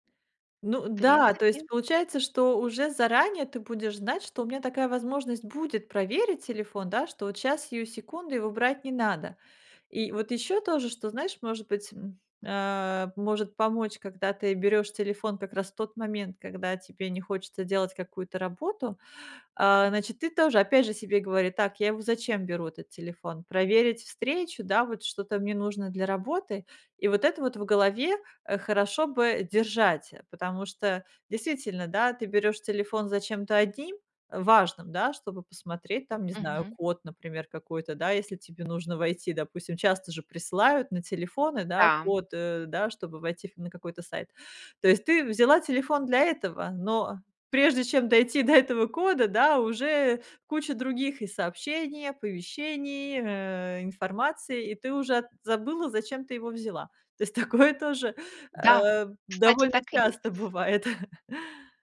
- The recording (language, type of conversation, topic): Russian, advice, Как перестать проверять телефон по несколько раз в час?
- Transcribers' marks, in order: laughing while speaking: "есть"; other background noise; laughing while speaking: "бывает"